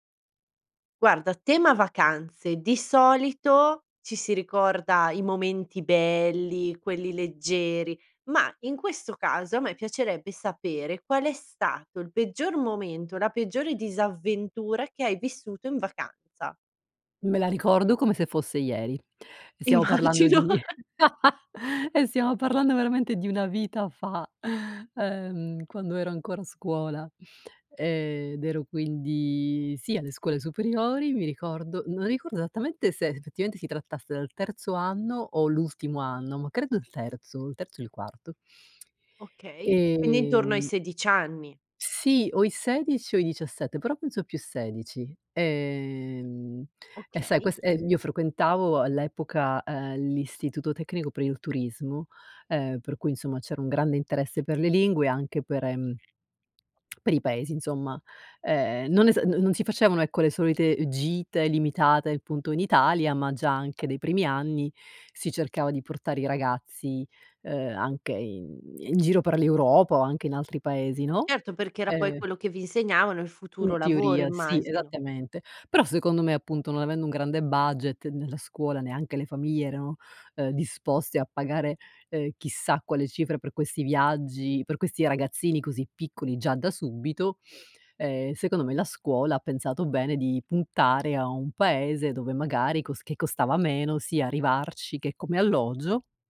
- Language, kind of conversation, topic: Italian, podcast, Qual è stata la tua peggiore disavventura in vacanza?
- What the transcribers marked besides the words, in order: laughing while speaking: "Immagino"; chuckle; tapping; tongue click